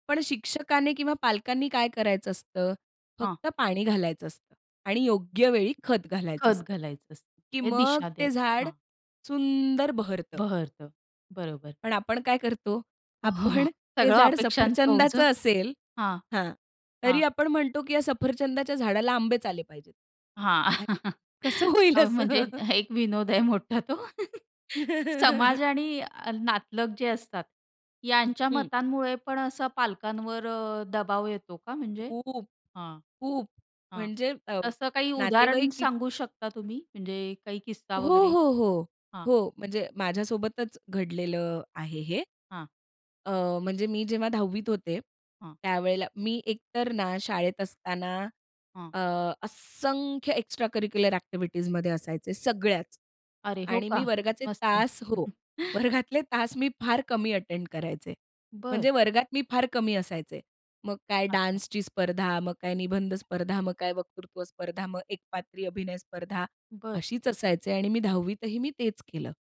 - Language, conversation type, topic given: Marathi, podcast, पालकांच्या करिअरविषयक अपेक्षा मुलांच्या करिअर निवडीवर कसा परिणाम करतात?
- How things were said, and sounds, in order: tapping; chuckle; chuckle; laughing while speaking: "होईल असं?"; chuckle; laughing while speaking: "मोठा तो"; chuckle; laugh; other noise; in English: "अटेंड"; chuckle; in English: "डान्सची"